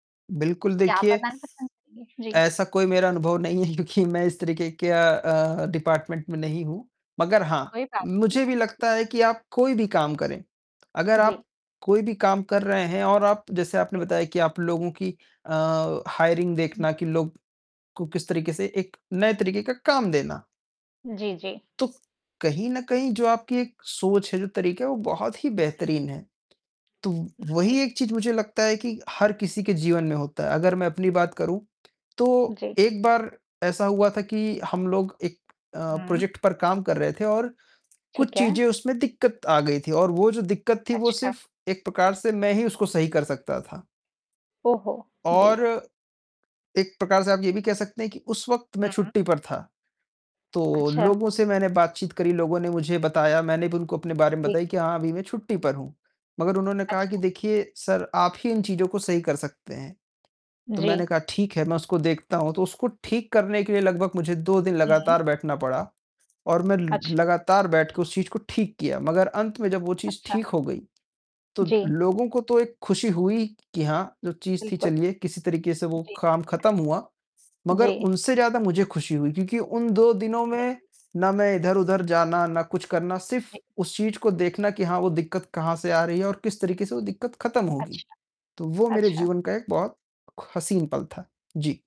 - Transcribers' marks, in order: distorted speech; unintelligible speech; laughing while speaking: "है क्योंकि मैं इस तरीके"; in English: "डिपार्टमेंट"; tapping; mechanical hum; in English: "हायरिंग"; in English: "प्रोजेक्ट"
- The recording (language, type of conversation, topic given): Hindi, unstructured, आपको अपने काम का सबसे मज़ेदार हिस्सा क्या लगता है?
- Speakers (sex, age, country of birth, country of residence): female, 30-34, India, India; male, 55-59, India, India